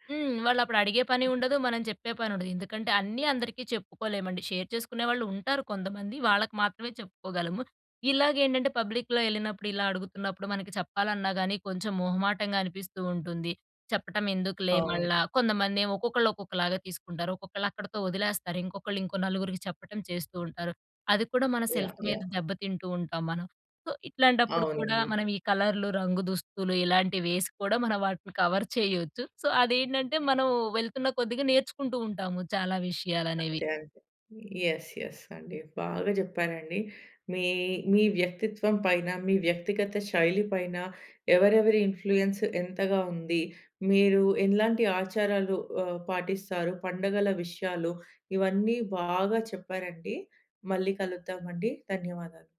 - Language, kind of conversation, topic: Telugu, podcast, నీ వ్యక్తిగత శైలికి ఎవరు ప్రేరణ ఇచ్చారు?
- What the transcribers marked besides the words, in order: other noise; in English: "షేర్"; in English: "పబ్లిక్‌లో"; tapping; in English: "సెల్ఫ్"; in English: "సో"; in English: "కవర్"; in English: "సో"; in English: "యస్, యస్"; in English: "ఇన్‌ఫ్లూయెన్స్"